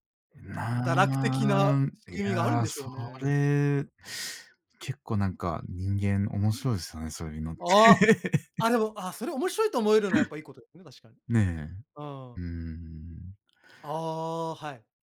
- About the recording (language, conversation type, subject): Japanese, unstructured, 健康的な食事とはどのようなものだと思いますか？
- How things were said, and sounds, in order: laugh